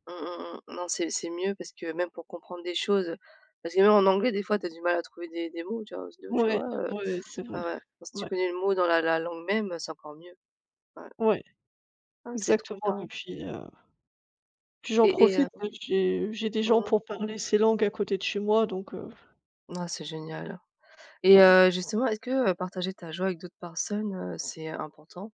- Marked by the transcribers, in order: unintelligible speech
- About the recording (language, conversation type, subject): French, unstructured, Quelle est ta plus grande source de joie ?